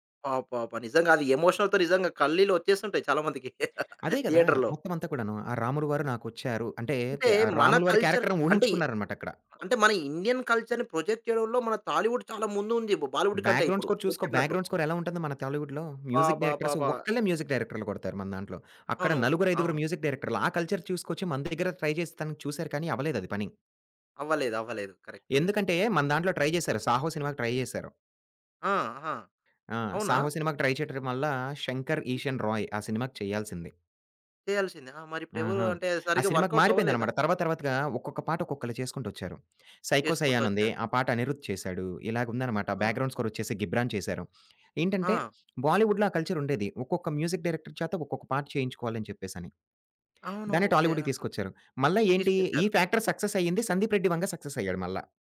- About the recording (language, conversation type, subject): Telugu, podcast, బాలీవుడ్ మరియు టాలీవుడ్‌ల పాపులర్ కల్చర్‌లో ఉన్న ప్రధాన తేడాలు ఏమిటి?
- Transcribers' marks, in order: in English: "ఎమోషనతో"; "కన్నీళ్ళు" said as "కళ్ళిలు"; chuckle; in English: "థియేటర్‌లో"; in English: "క్యారెక్టర్"; in English: "కల్చర్"; in English: "కల్చర్‌ని ప్రొజెక్ట్"; in English: "బ్యాక్‌గ్రౌండ్ స్కోర్"; in English: "బ్యాక్‌గ్రౌండ్"; in English: "మ్యూజిక్"; in English: "మ్యూజిక్"; in English: "మ్యూజిక్"; in English: "కల్చర్"; other background noise; in English: "ట్రై"; in English: "ట్రై"; in English: "ట్రై"; in English: "ట్రై"; "చేయటం" said as "చేటర్"; in English: "వర్కౌట్"; in English: "బ్యాక్‌గ్రౌండ్"; in English: "మ్యూజిక్ డైరెక్టర్"; in English: "ఫ్యాక్టర్"; in English: "సక్సెస్"